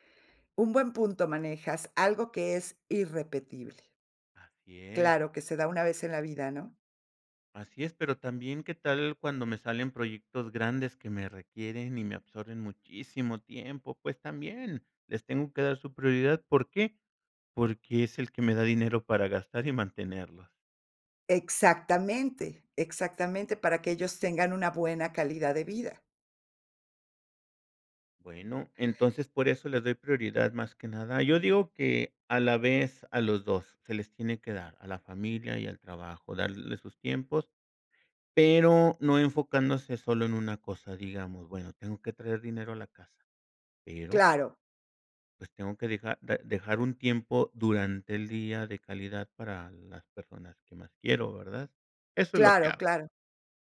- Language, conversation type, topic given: Spanish, podcast, ¿Qué te lleva a priorizar a tu familia sobre el trabajo, o al revés?
- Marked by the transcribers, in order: none